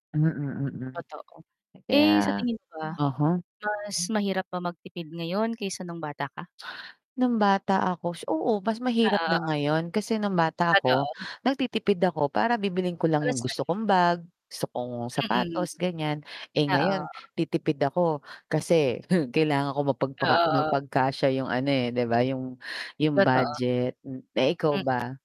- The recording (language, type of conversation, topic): Filipino, unstructured, Ano ang mga paraan mo para makatipid sa pang-araw-araw?
- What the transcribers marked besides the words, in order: static; tapping; other background noise; scoff